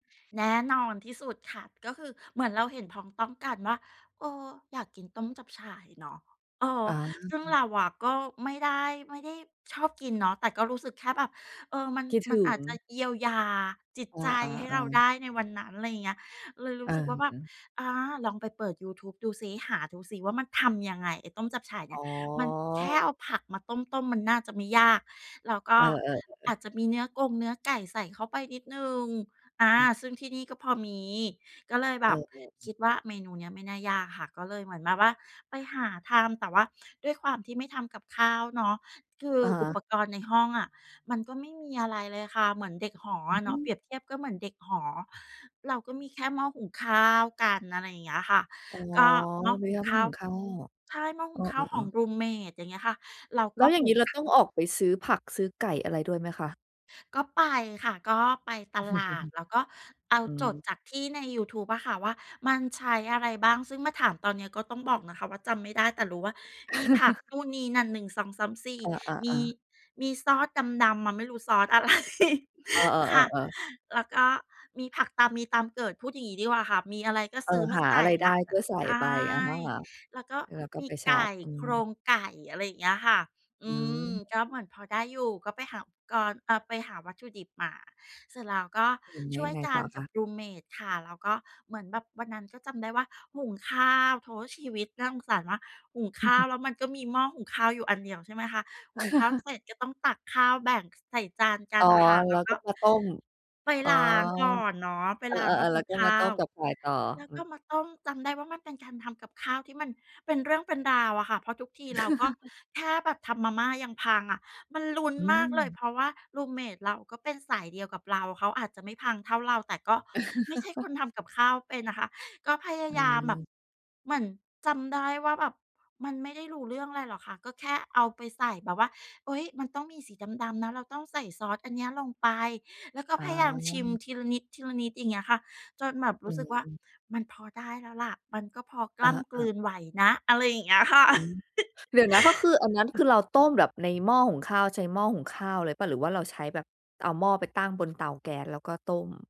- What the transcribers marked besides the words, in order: in English: "รูมเมต"; other background noise; chuckle; chuckle; laughing while speaking: "อะไร"; other noise; in English: "รูมเมต"; chuckle; chuckle; chuckle; in English: "รูมเมต"; chuckle; chuckle
- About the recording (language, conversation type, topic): Thai, podcast, เมนูอะไรที่คุณทำแล้วรู้สึกได้รับการปลอบใจมากที่สุด?